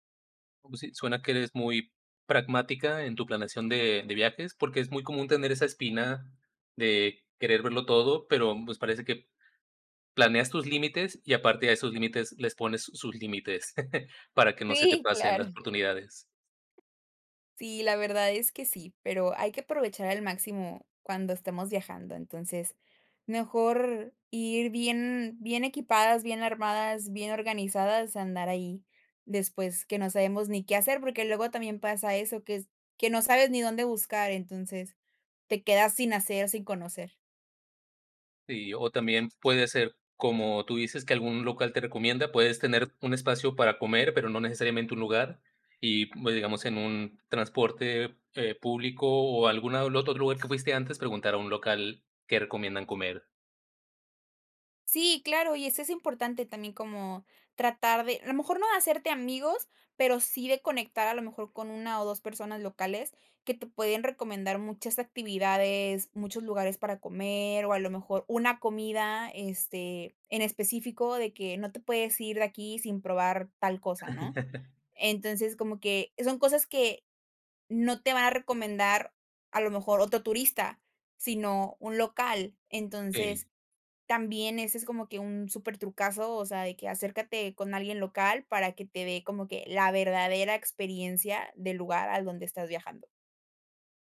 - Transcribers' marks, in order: chuckle; laughing while speaking: "Sí"; other background noise; laugh
- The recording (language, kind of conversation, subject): Spanish, podcast, ¿Qué te fascina de viajar por placer?